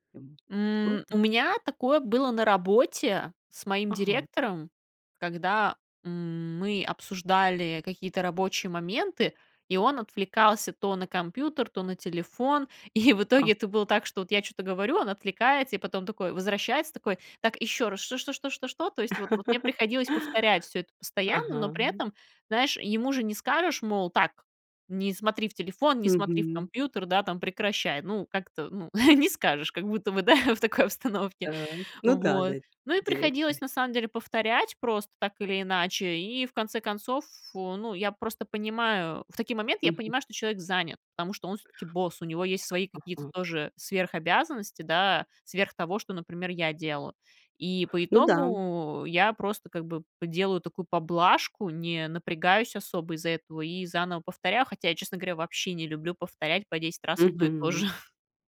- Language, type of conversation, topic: Russian, podcast, Что вы делаете, чтобы собеседник дослушал вас до конца?
- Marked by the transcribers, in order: tapping; laugh; chuckle; laughing while speaking: "да в такой"; chuckle